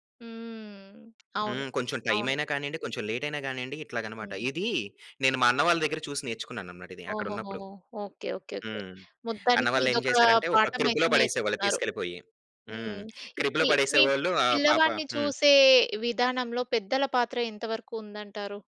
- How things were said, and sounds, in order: tapping; in English: "క్రిబ్‌లో"; in English: "క్రిబ్‌లో"
- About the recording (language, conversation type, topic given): Telugu, podcast, మొదటి బిడ్డ పుట్టే సమయంలో మీ అనుభవం ఎలా ఉండేది?